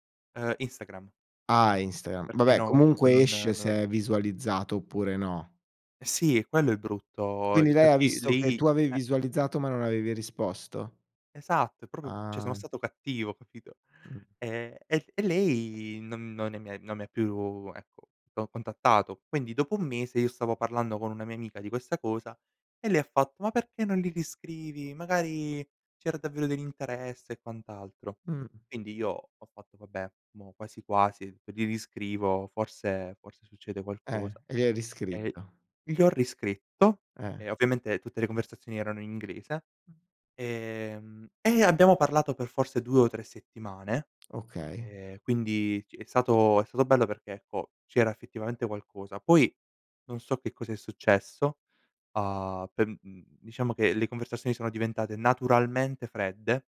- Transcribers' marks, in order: "cioè" said as "ceh"; other background noise
- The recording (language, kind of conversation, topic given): Italian, podcast, Hai mai incontrato qualcuno in viaggio che ti ha segnato?